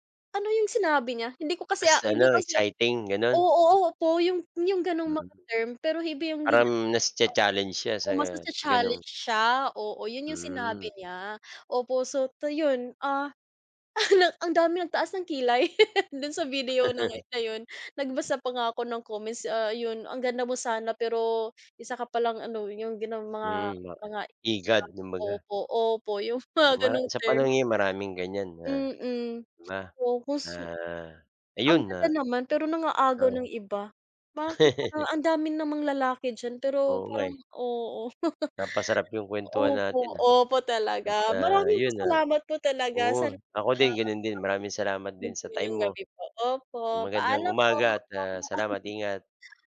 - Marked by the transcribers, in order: chuckle; laugh; laughing while speaking: "mga"; chuckle; laugh; unintelligible speech; unintelligible speech; chuckle
- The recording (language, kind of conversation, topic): Filipino, unstructured, Ano ang isang karanasan na nakaapekto sa pagkatao mo?